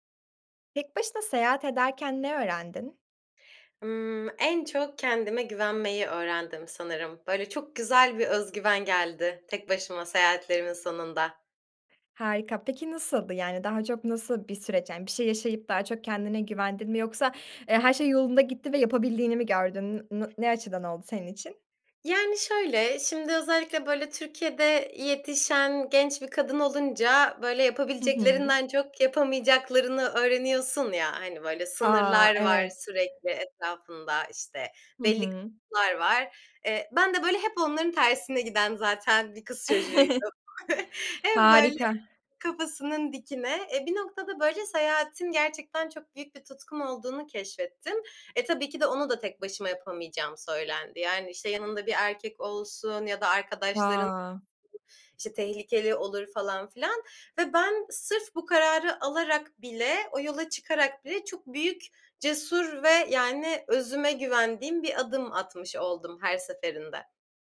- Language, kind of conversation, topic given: Turkish, podcast, Tek başına seyahat etmekten ne öğrendin?
- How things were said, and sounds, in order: tapping; other background noise; unintelligible speech; chuckle